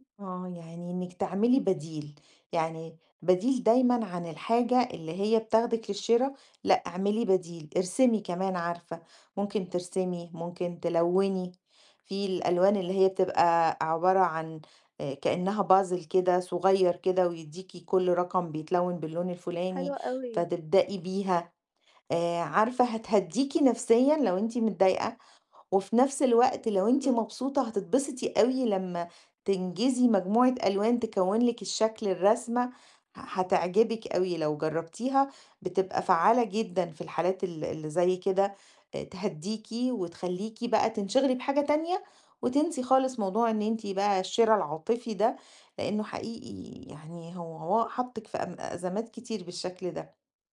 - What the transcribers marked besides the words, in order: in English: "Puzzle"; tapping
- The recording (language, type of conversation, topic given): Arabic, advice, إزاي أتعلم أتسوّق بذكاء وأمنع نفسي من الشراء بدافع المشاعر؟